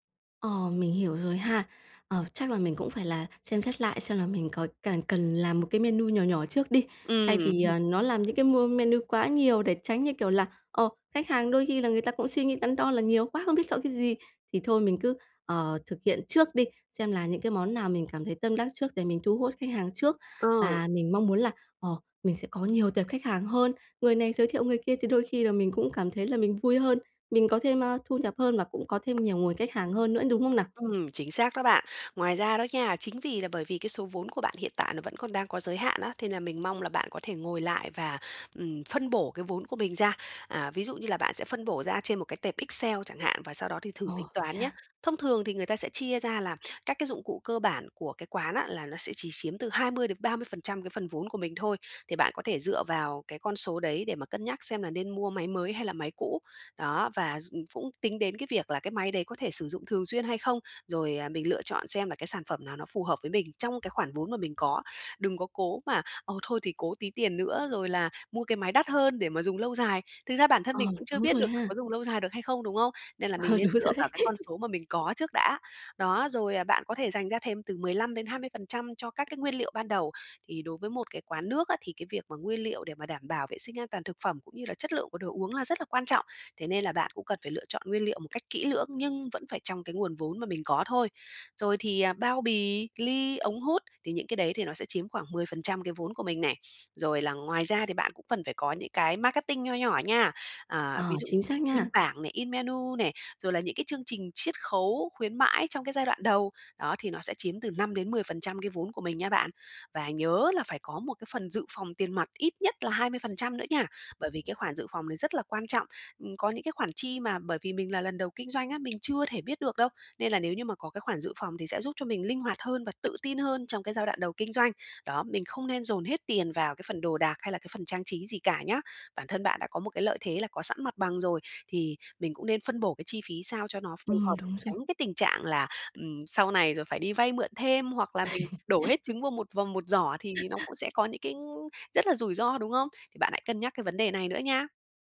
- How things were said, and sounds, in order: other background noise; tapping; laughing while speaking: "Ờ, đúng rồi đấy"; chuckle; laugh; other noise
- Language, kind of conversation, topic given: Vietnamese, advice, Làm sao bắt đầu khởi nghiệp khi không có nhiều vốn?